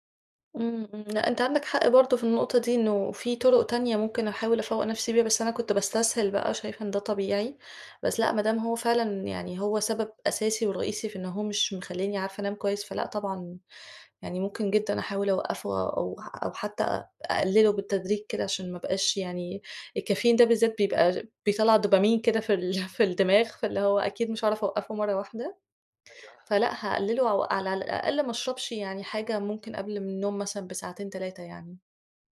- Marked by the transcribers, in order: other background noise; chuckle
- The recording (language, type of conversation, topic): Arabic, advice, إزاي أحسّن جودة نومي بالليل وأصحى الصبح بنشاط أكبر كل يوم؟
- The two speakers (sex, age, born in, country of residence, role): female, 35-39, Egypt, Egypt, user; male, 25-29, Egypt, Egypt, advisor